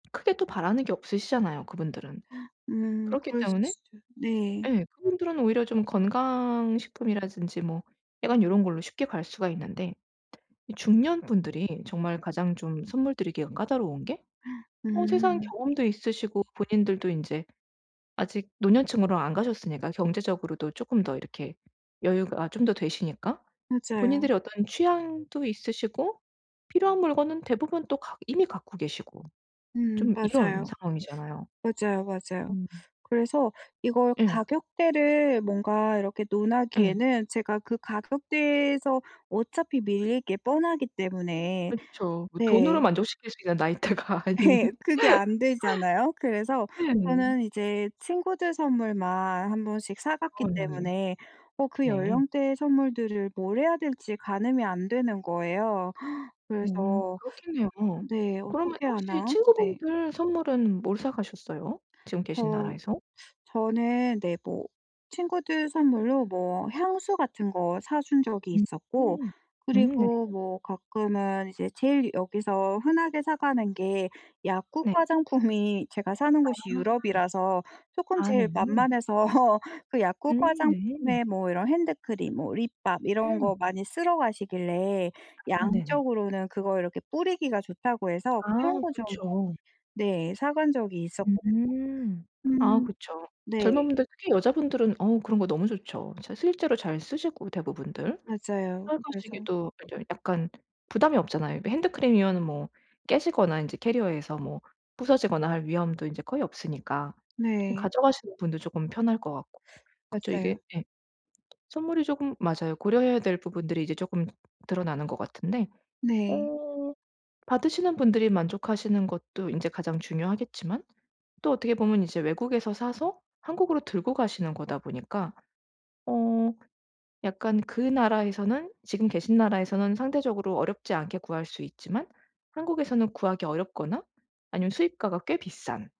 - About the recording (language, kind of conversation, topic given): Korean, advice, 품질과 가격을 모두 고려해 현명하게 쇼핑하려면 어떻게 해야 하나요?
- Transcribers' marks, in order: other background noise; tapping; laughing while speaking: "예"; laughing while speaking: "나이대가 아닌"; laugh; laughing while speaking: "화장품이"; laughing while speaking: "만만해서"; "네" said as "넹"